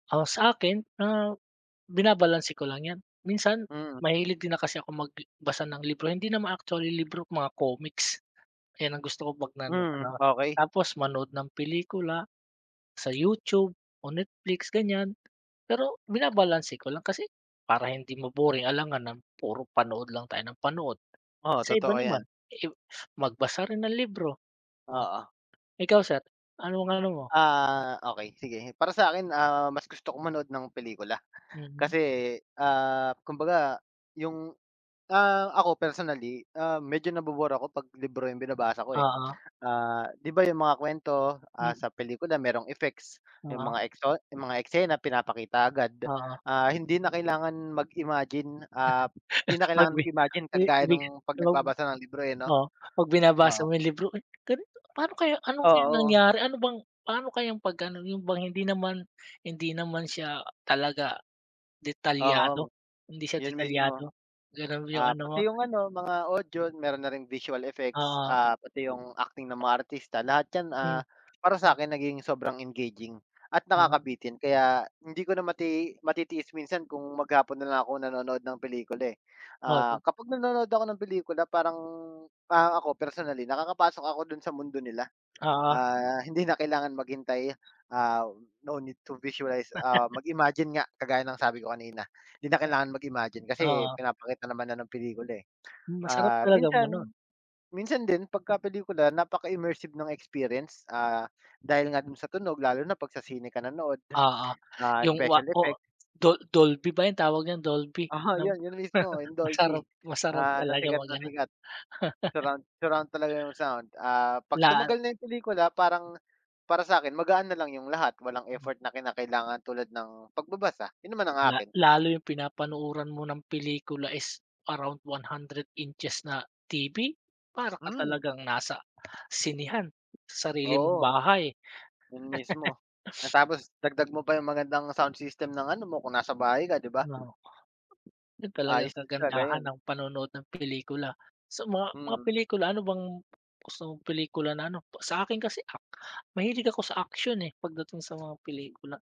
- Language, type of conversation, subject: Filipino, unstructured, Alin ang mas gusto mo at bakit: magbasa ng libro o manood ng pelikula?
- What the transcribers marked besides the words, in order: tapping; other background noise; wind; laugh; unintelligible speech; in English: "no need to visualize"; laugh; laugh; laugh; laugh; sniff; in English: "sound system"